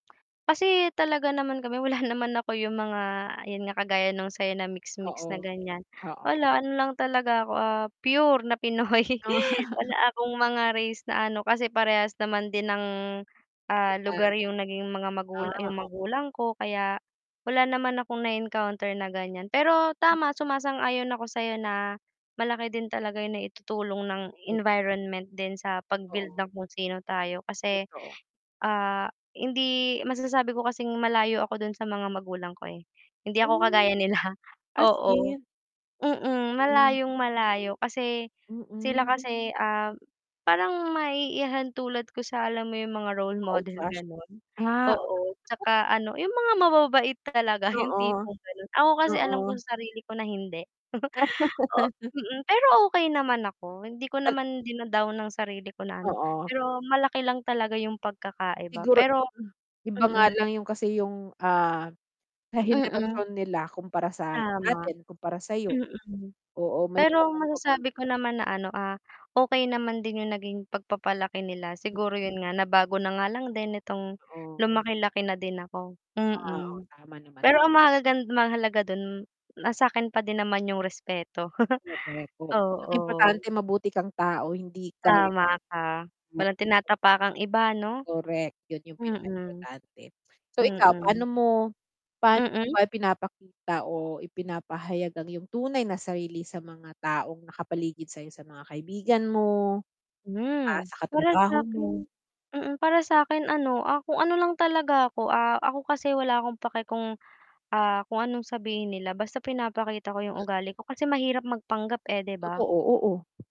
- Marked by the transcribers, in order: static; distorted speech; other background noise; chuckle; laughing while speaking: "Pinoy"; laughing while speaking: "nila"; laughing while speaking: "talaga"; laugh; chuckle; unintelligible speech; chuckle; unintelligible speech; tapping
- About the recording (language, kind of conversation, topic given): Filipino, unstructured, Paano mo ilalarawan ang sarili mo sa tatlong salita, ano ang pinakamahalagang bahagi ng pagkakakilanlan mo, at paano nakaimpluwensiya ang kultura sa kung sino ka?
- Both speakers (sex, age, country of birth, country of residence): female, 20-24, Philippines, Philippines; female, 40-44, Philippines, Philippines